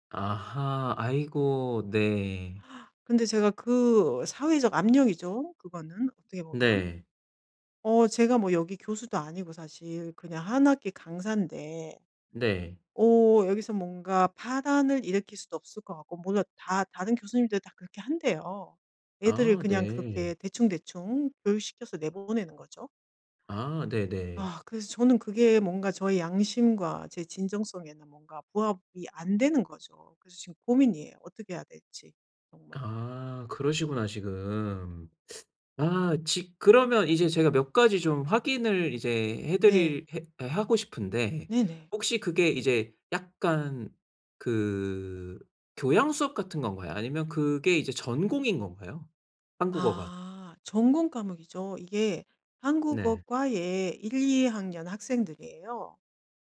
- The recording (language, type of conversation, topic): Korean, advice, 사회적 압력 속에서도 진정성을 유지하려면 어떻게 해야 할까요?
- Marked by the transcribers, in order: tapping; other background noise; lip smack